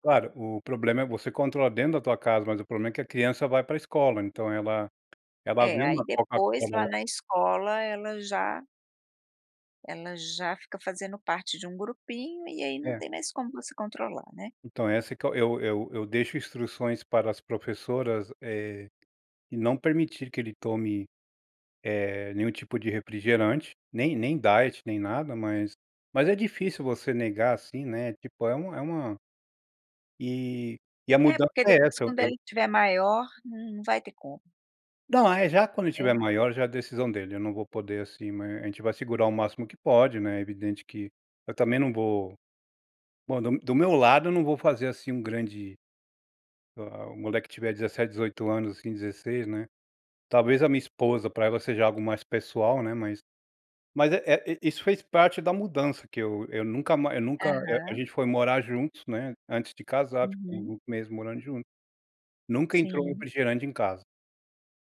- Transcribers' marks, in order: tapping
- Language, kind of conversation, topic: Portuguese, podcast, Qual pequena mudança teve grande impacto na sua saúde?